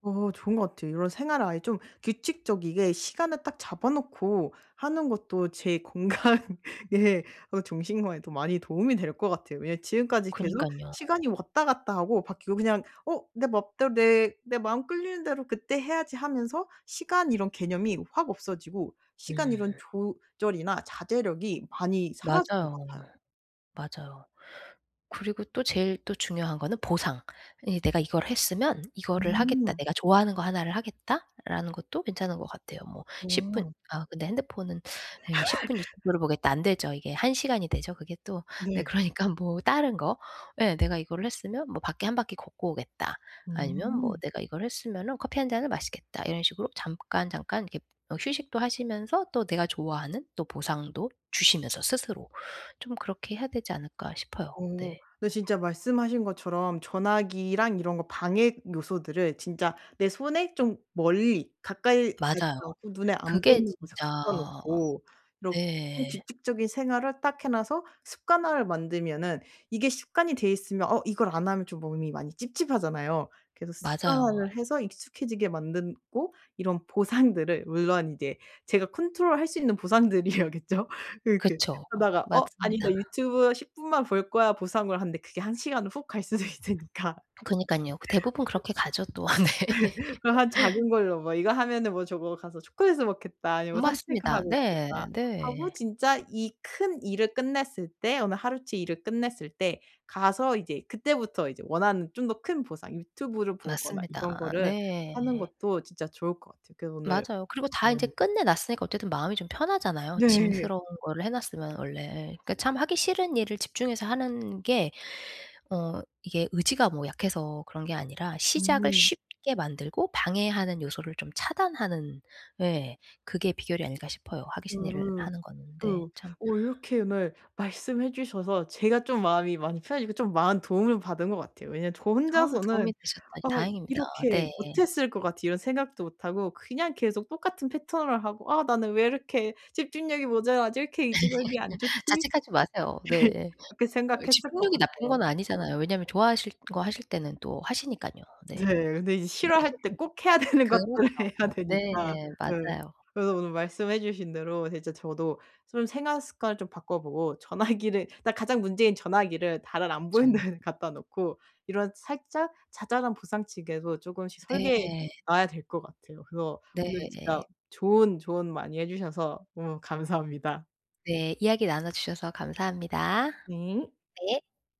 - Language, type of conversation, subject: Korean, advice, 짧은 집중 간격으로도 생산성을 유지하려면 어떻게 해야 하나요?
- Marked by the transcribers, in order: tapping; laughing while speaking: "건강"; other background noise; laugh; laughing while speaking: "그러니까"; laughing while speaking: "보상들이어야겠죠"; laughing while speaking: "수도 있으니까"; laugh; laughing while speaking: "네"; laugh; laugh; unintelligible speech; laughing while speaking: "되는 것들을 해야"; unintelligible speech; laughing while speaking: "전화기를"; laughing while speaking: "데"; unintelligible speech